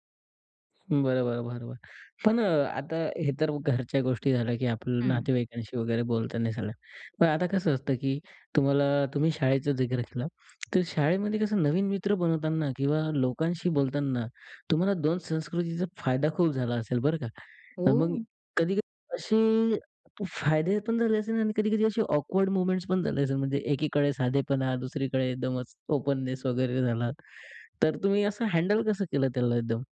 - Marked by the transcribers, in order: in English: "ऑकवर्ड मोमेंट्स"; in English: "ओपननेस"
- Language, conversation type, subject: Marathi, podcast, लहानपणी दोन वेगवेगळ्या संस्कृतींमध्ये वाढण्याचा तुमचा अनुभव कसा होता?